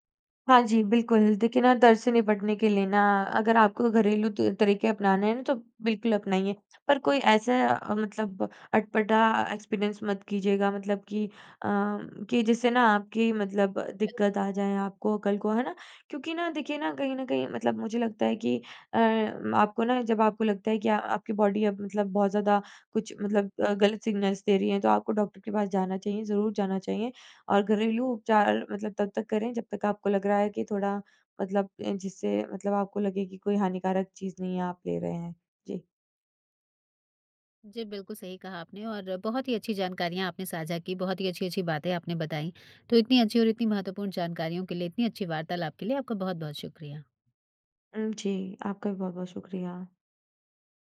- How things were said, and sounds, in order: in English: "एक्सपीरियंस"; in English: "बॉडी"; in English: "सिग्नल्स"
- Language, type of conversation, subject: Hindi, podcast, दर्द से निपटने के आपके घरेलू तरीके क्या हैं?
- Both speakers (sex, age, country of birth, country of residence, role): female, 20-24, India, India, guest; female, 40-44, India, India, host